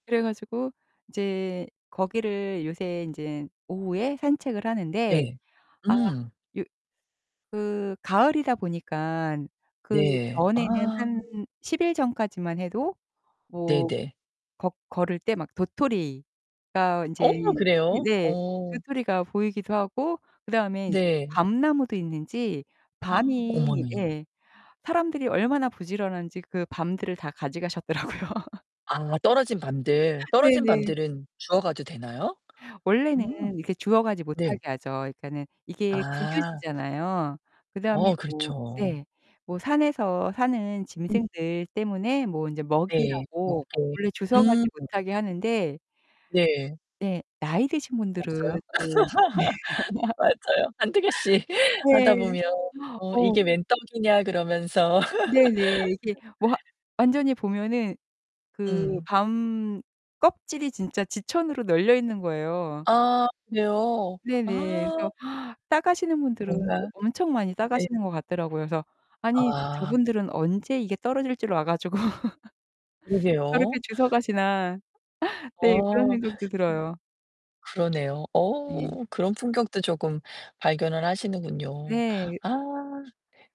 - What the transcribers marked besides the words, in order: distorted speech; other background noise; gasp; laughing while speaking: "가져가셨더라고요"; tapping; laugh; laughing while speaking: "한두 개씩"; laugh; laugh; laugh; unintelligible speech
- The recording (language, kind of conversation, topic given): Korean, podcast, 산책하다가 발견한 작은 기쁨을 함께 나눠주실래요?